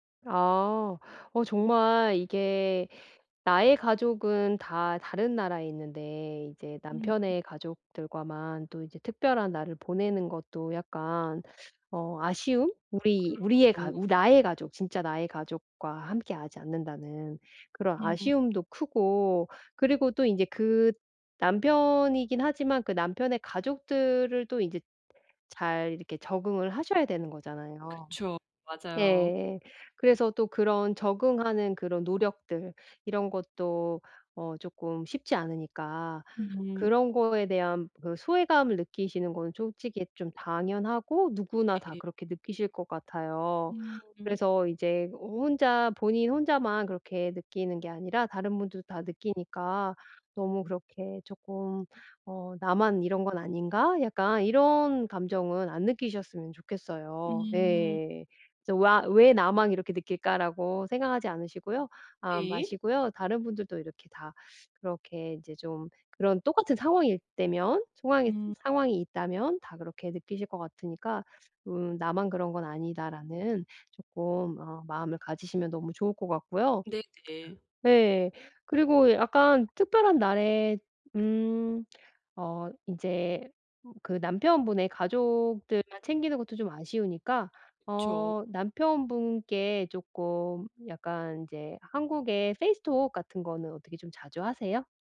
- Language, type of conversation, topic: Korean, advice, 특별한 날에 왜 혼자라고 느끼고 소외감이 드나요?
- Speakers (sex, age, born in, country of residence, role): female, 30-34, South Korea, United States, user; female, 45-49, South Korea, United States, advisor
- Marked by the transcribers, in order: other background noise; put-on voice: "페이스톡"